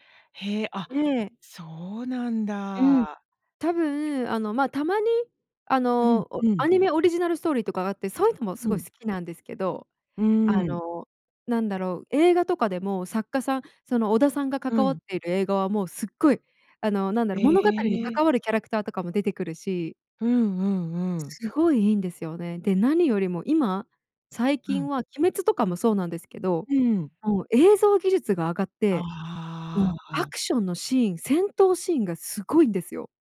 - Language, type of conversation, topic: Japanese, podcast, あなたの好きなアニメの魅力はどこにありますか？
- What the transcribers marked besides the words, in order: other noise